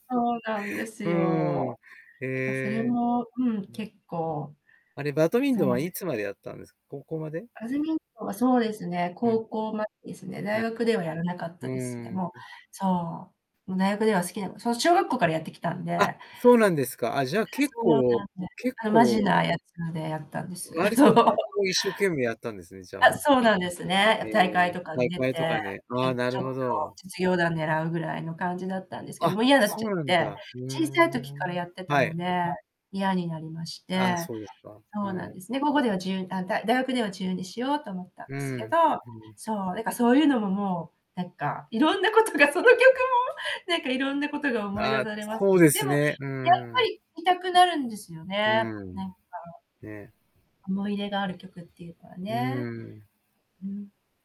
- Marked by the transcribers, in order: background speech; distorted speech; laughing while speaking: "そう"; static; other background noise; laughing while speaking: "色んなことがその曲も"
- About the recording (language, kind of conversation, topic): Japanese, podcast, あなたの人生のテーマ曲を一曲選ぶとしたら、どの曲ですか？